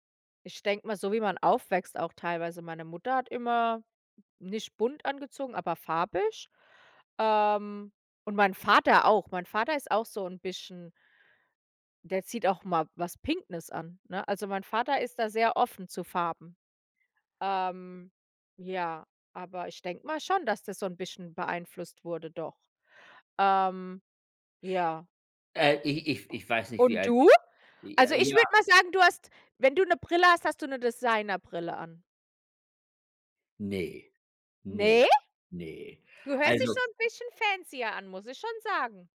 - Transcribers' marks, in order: "pinkes" said as "pinknes"; in English: "fancier"
- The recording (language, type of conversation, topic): German, unstructured, Wie würdest du deinen Stil beschreiben?